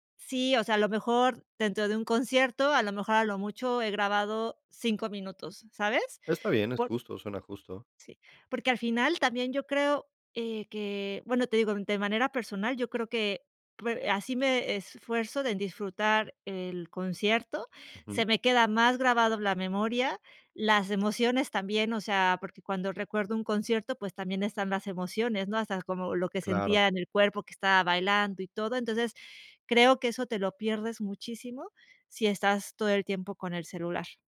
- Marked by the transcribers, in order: none
- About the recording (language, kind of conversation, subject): Spanish, podcast, ¿Qué opinas de la gente que usa el celular en conciertos?